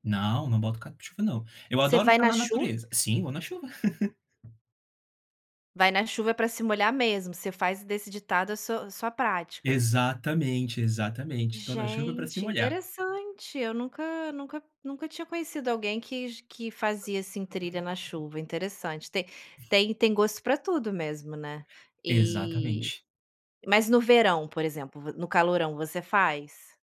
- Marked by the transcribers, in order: laugh; tapping; other background noise
- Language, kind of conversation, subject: Portuguese, podcast, Que hobby te ajuda a relaxar depois do trabalho?